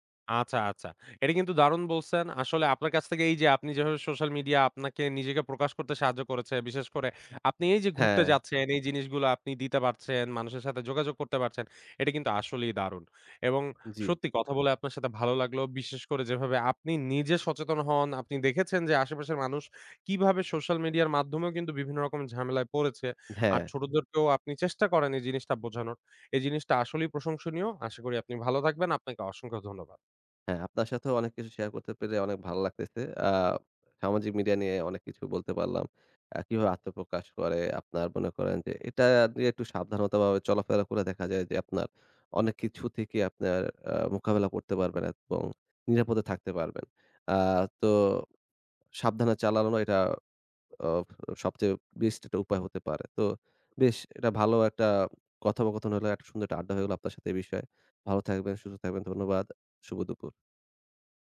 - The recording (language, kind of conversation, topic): Bengali, podcast, সামাজিক মিডিয়া আপনার পরিচয়ে কী ভূমিকা রাখে?
- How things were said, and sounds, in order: none